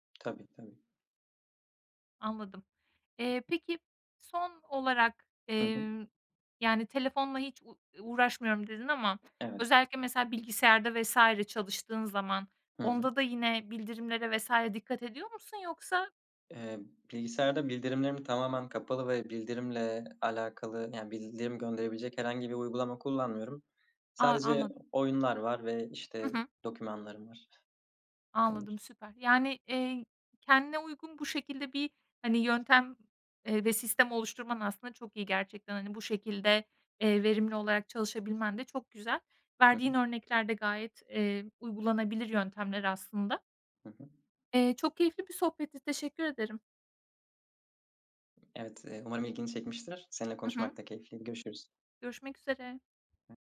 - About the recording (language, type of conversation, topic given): Turkish, podcast, Evde odaklanmak için ortamı nasıl hazırlarsın?
- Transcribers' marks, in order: tapping; other background noise